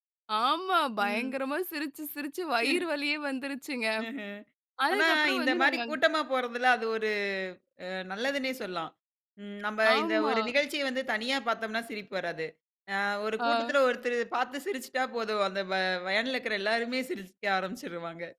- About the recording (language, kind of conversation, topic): Tamil, podcast, பயணத்தின் போது நடந்த ஒரு நகைச்சுவையான சம்பவம் உங்களுக்கு நினைவிருக்கிறதா?
- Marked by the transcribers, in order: chuckle